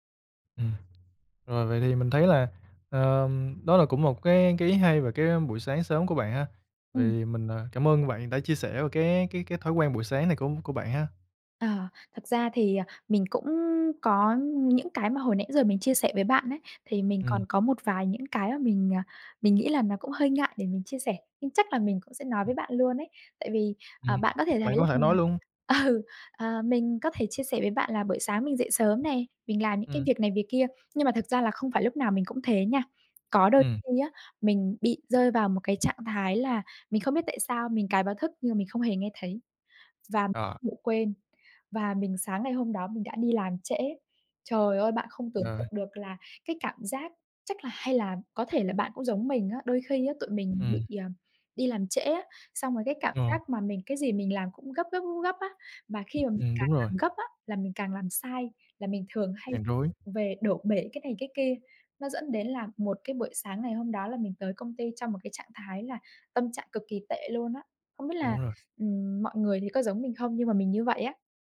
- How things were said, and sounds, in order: tapping; other background noise; laughing while speaking: "ừ"
- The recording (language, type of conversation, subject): Vietnamese, podcast, Bạn có những thói quen buổi sáng nào?